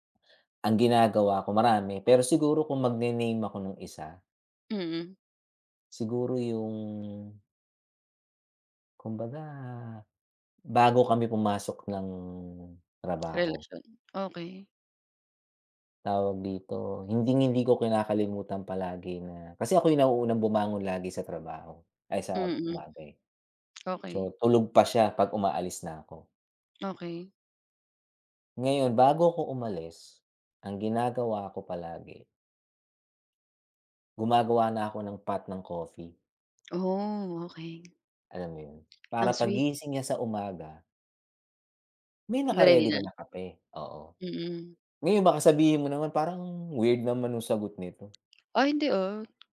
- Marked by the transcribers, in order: tapping; other background noise; "So" said as "tso"
- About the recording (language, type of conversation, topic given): Filipino, unstructured, Paano mo ipinapakita ang pagmamahal sa iyong kapareha?